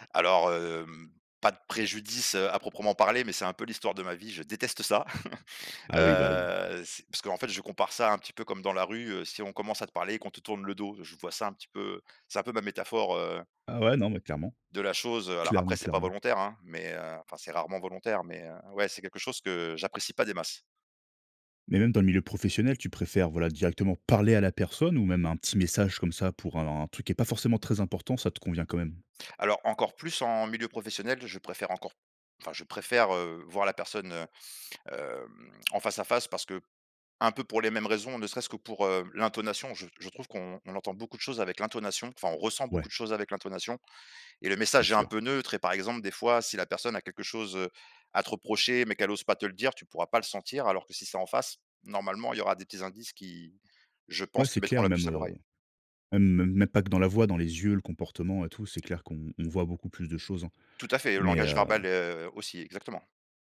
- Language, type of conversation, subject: French, podcast, Préférez-vous les messages écrits ou une conversation en face à face ?
- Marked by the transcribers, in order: chuckle; stressed: "parler"; tapping